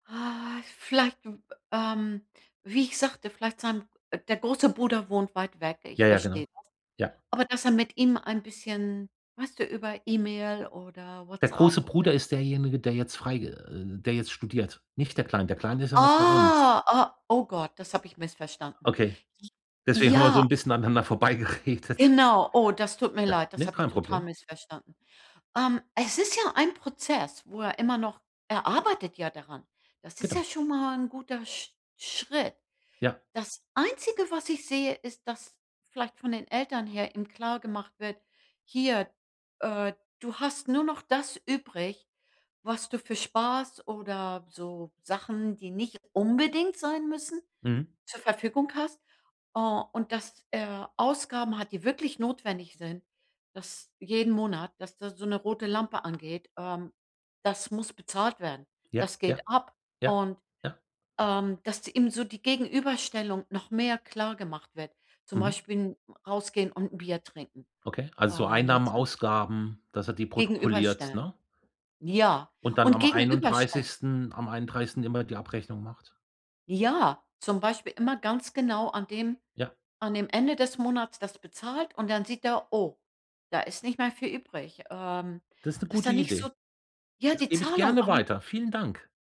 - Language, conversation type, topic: German, advice, Wie kann ich meine Ausgaben reduzieren und gleichzeitig eine einfache Sparroutine aufbauen, um Schulden abzubauen?
- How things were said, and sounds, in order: surprised: "Oh, oh"; other background noise; laughing while speaking: "vorbeigeredet"; stressed: "unbedingt"; stressed: "Ja"; surprised: "Oh"